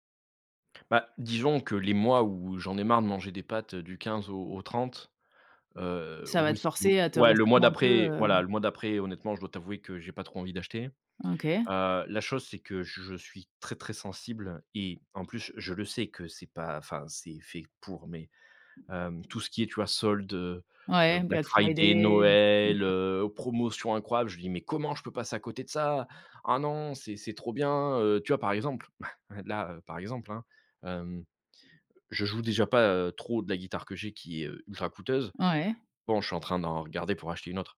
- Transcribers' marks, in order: tapping; put-on voice: "Mais comment je peux passer … trop bien, heu"; chuckle
- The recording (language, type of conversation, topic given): French, advice, Pourquoi achetez-vous des objets coûteux que vous utilisez peu, mais que vous pensez nécessaires ?